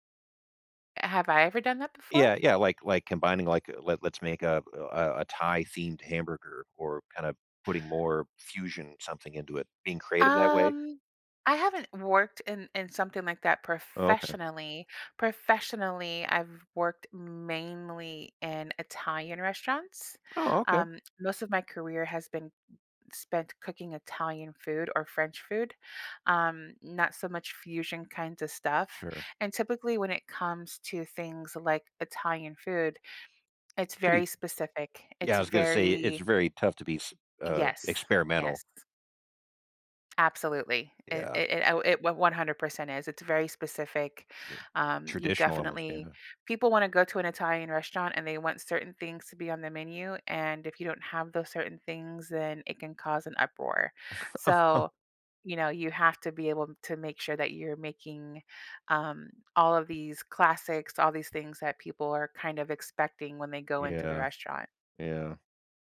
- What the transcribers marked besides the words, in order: background speech; chuckle
- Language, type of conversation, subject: English, unstructured, How can one get creatively unstuck when every idea feels flat?